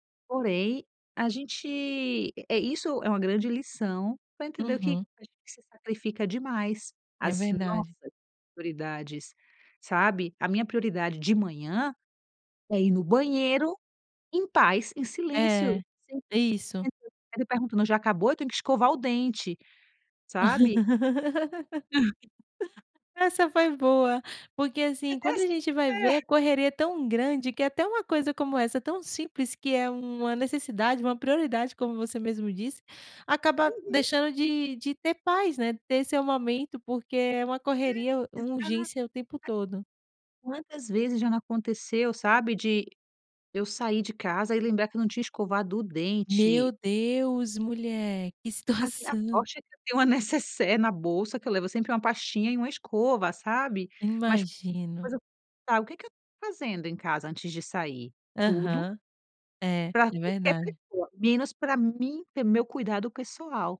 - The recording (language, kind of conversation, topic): Portuguese, podcast, Como você prioriza tarefas quando tudo parece urgente?
- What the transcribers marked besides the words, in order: unintelligible speech; laugh; other noise; laughing while speaking: "que situação"; unintelligible speech